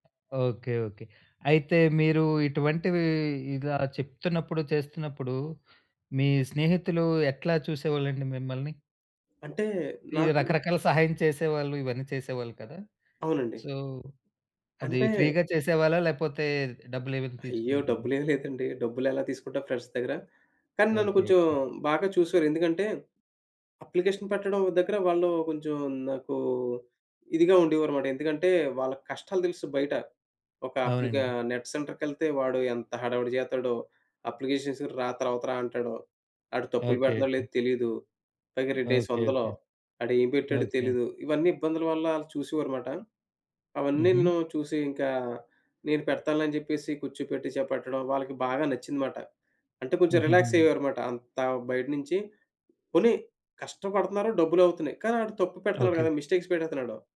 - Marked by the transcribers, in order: other background noise; in English: "సో"; in English: "ఫ్రీ‌గా"; in English: "ఫ్రెండ్స్"; in English: "అప్లికేషన్"; in English: "నెట్ సెంటర్‌కెళ్తే"; in English: "అప్లికేషన్స్‌కి"; tapping; in English: "మిస్టేక్స్"
- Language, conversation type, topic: Telugu, podcast, నీ జీవితానికి అర్థం కలిగించే చిన్న అలవాట్లు ఏవి?